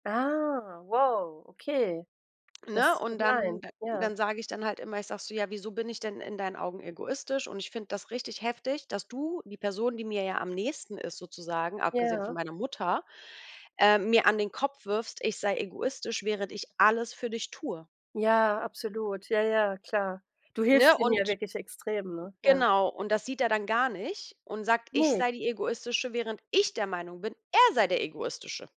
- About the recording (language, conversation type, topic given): German, unstructured, Wie kannst du deine Meinung sagen, ohne jemanden zu verletzen?
- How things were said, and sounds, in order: drawn out: "Ah"; other background noise; stressed: "ich"; stressed: "er"